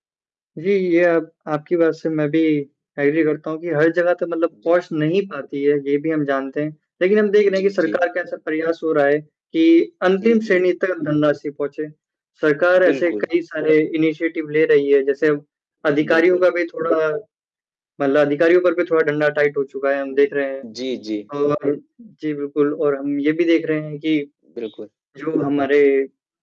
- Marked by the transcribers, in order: in English: "एग्री"; static; distorted speech; in English: "इनिशिएटिव"; in English: "टाइट"
- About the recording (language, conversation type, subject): Hindi, unstructured, सरकार की कौन-सी सेवा ने आपको सबसे अधिक प्रभावित किया है?